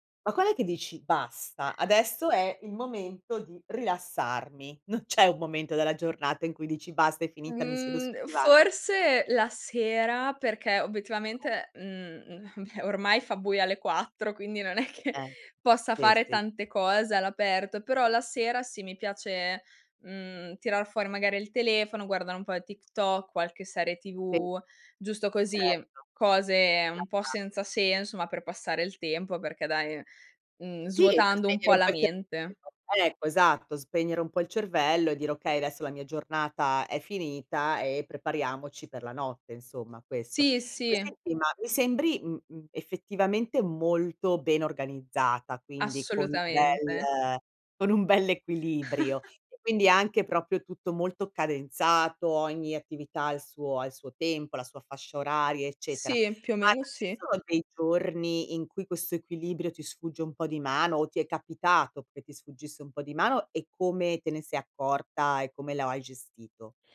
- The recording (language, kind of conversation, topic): Italian, podcast, Come gestisci davvero l’equilibrio tra lavoro e vita privata?
- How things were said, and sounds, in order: other background noise; laughing while speaking: "Non c'è"; laughing while speaking: "beh"; laughing while speaking: "è che"; laughing while speaking: "bell'"; chuckle